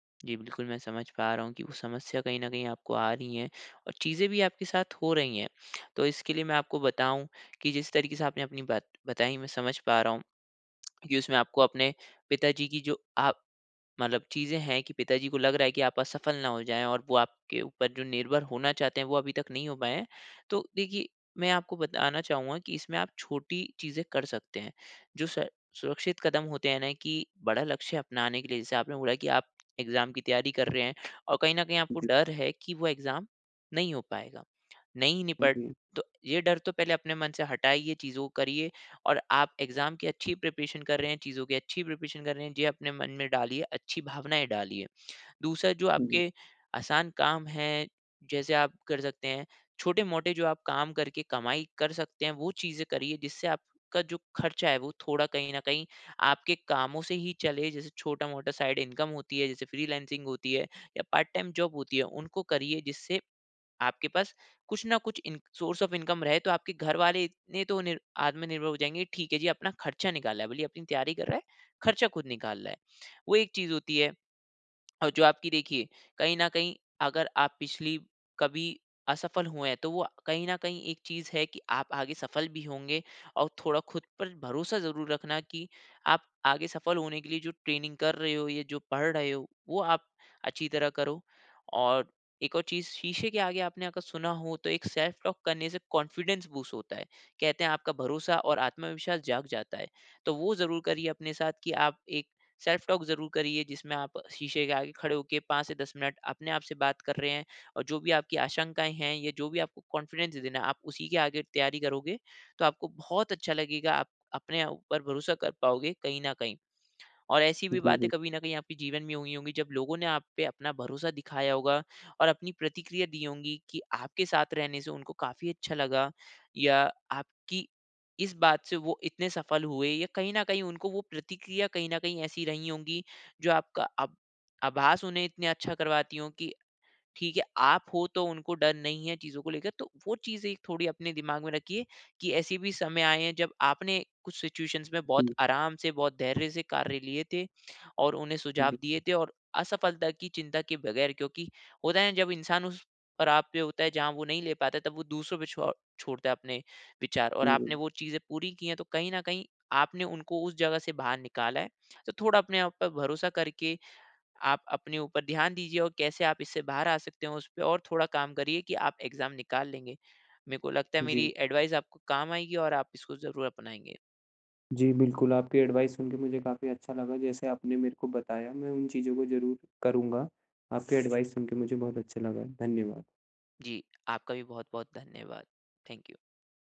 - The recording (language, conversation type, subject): Hindi, advice, असफलता का डर मेरा आत्मविश्वास घटा रहा है और मुझे पहला कदम उठाने से रोक रहा है—मैं क्या करूँ?
- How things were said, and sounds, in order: tongue click; in English: "एग्ज़ाम"; tapping; in English: "एग्ज़ाम"; in English: "एग्ज़ाम"; in English: "प्रिपरेशन"; in English: "प्रिपरेशन"; in English: "साइड इनकम"; in English: "पार्ट टाइम जॉब"; in English: "सोर्स ऑफ़ इनकम"; in English: "ट्रेनिंग"; in English: "सेल्फ टॉक"; in English: "कॉन्फिडेंस बूस्ट"; in English: "सेल्फ टॉक"; in English: "कॉन्फिडेंस"; in English: "सिचुएशंस"; in English: "एग्ज़ाम"; in English: "एडवाइज़"; in English: "एडवाइज़"; other noise; in English: "एडवाइज़"; in English: "थैंक यू"